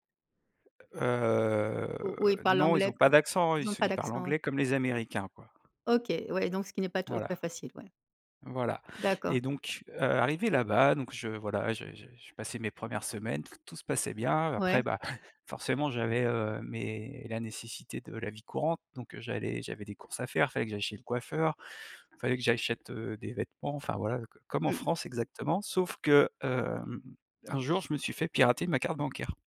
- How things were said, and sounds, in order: drawn out: "Heu"; tapping
- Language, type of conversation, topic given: French, podcast, Quel geste de bonté t’a vraiment marqué ?
- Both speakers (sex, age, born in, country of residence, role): female, 55-59, France, France, host; male, 35-39, France, France, guest